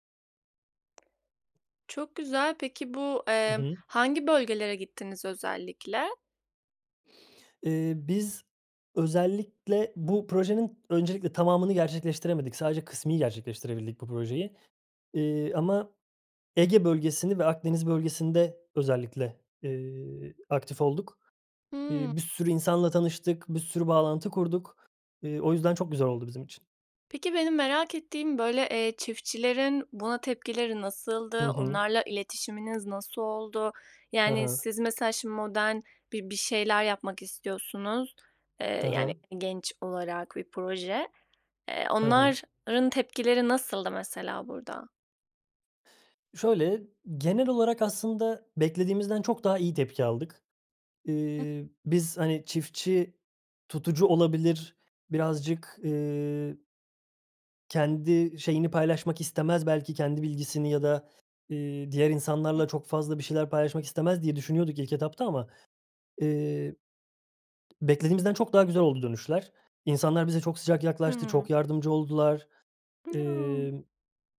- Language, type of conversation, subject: Turkish, podcast, En sevdiğin yaratıcı projen neydi ve hikâyesini anlatır mısın?
- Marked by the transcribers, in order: other background noise; tapping; drawn out: "Ya!"